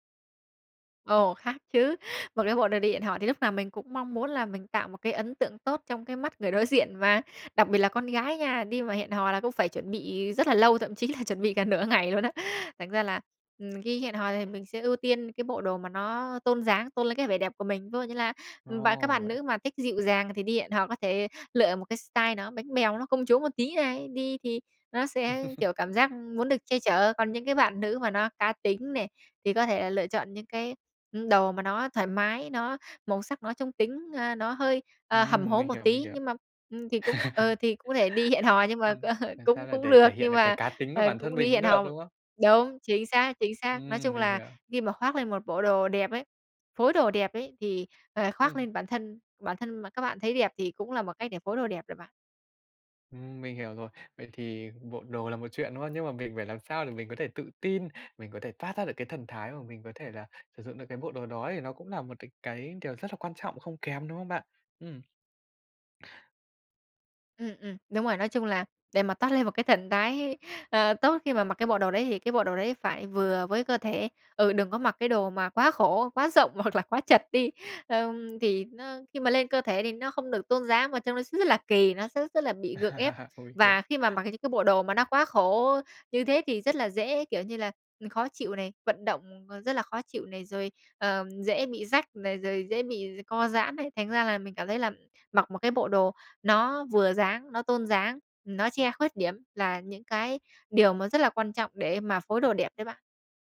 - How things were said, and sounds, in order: tapping; laughing while speaking: "chuẩn bị cả nửa ngày luôn á"; in English: "style"; laugh; laugh; laughing while speaking: "ơ"; other background noise; laughing while speaking: "hoặc là quá chật đi"; laugh
- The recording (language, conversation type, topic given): Vietnamese, podcast, Làm sao để phối đồ đẹp mà không tốn nhiều tiền?